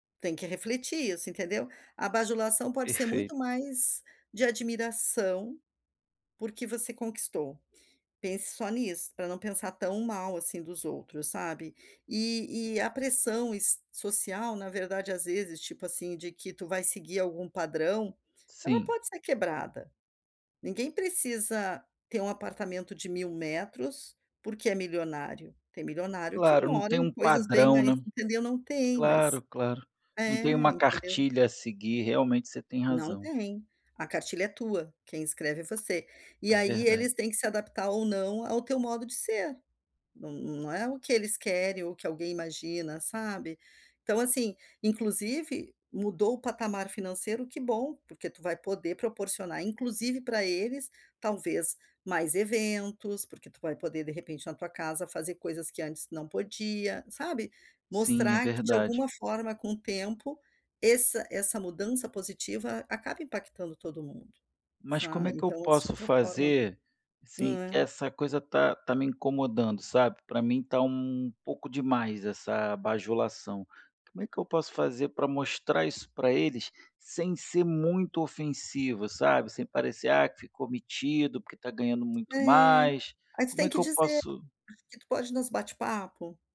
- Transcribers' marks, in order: tapping; unintelligible speech
- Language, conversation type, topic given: Portuguese, advice, Como lidar com a pressão social e as expectativas externas quando uma nova posição muda a forma como os outros me tratam?
- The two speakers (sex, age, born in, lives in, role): female, 55-59, Brazil, United States, advisor; male, 35-39, Brazil, Spain, user